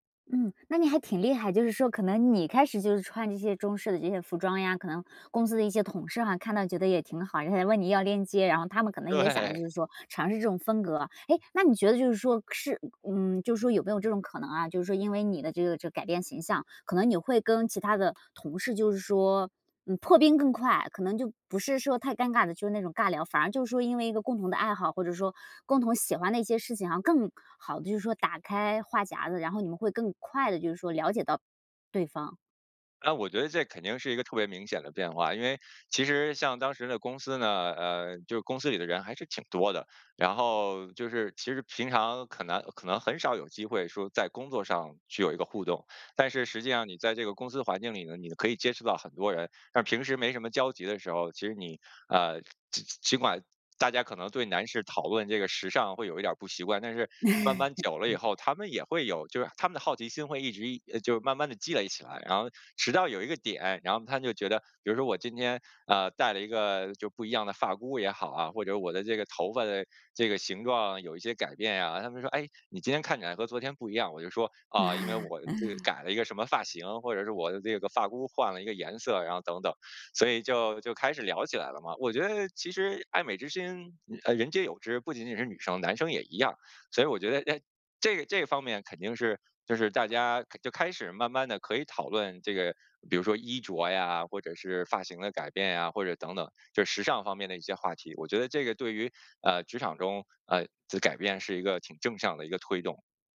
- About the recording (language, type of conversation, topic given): Chinese, podcast, 你能分享一次改变形象的经历吗？
- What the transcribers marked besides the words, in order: laughing while speaking: "对"; other background noise